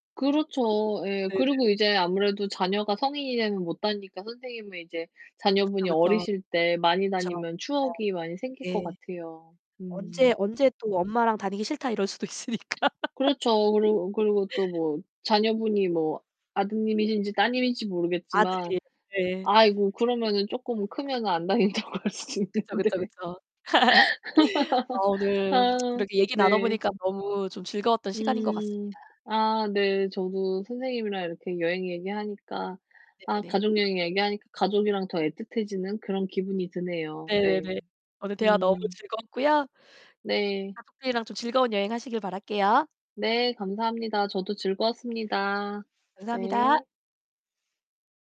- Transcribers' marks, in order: other background noise; distorted speech; laugh; laughing while speaking: "다닌다고 할 수도 있는데"; laugh; tapping
- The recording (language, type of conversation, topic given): Korean, unstructured, 가장 감동적이었던 가족 여행은 무엇인가요?